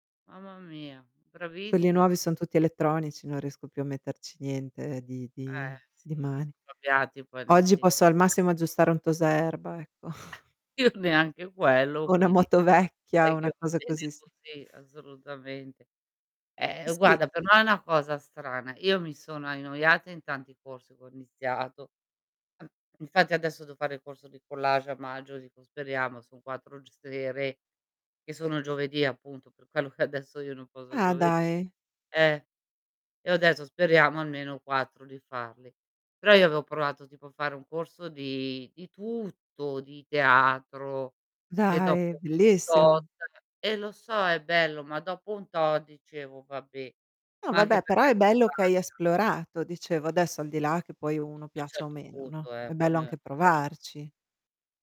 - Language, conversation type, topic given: Italian, unstructured, Hai mai smesso di praticare un hobby perché ti annoiavi?
- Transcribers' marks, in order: distorted speech; tapping; laughing while speaking: "Io neanche"; chuckle; "annoiata" said as "anioiata"; other noise; "devo" said as "deo"; "avevo" said as "aveo"; unintelligible speech